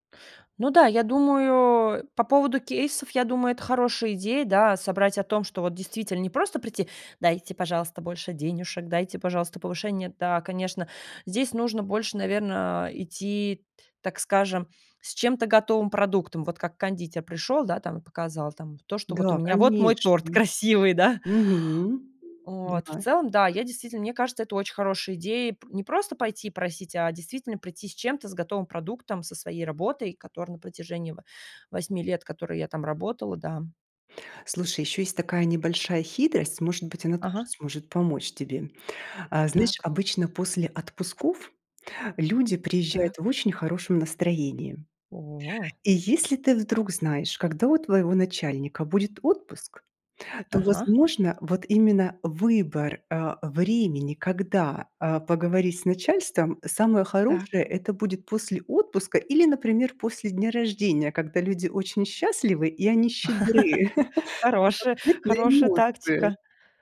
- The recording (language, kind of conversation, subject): Russian, advice, Как попросить у начальника повышения?
- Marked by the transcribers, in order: laughing while speaking: "красивый. Да?"; alarm; laugh; chuckle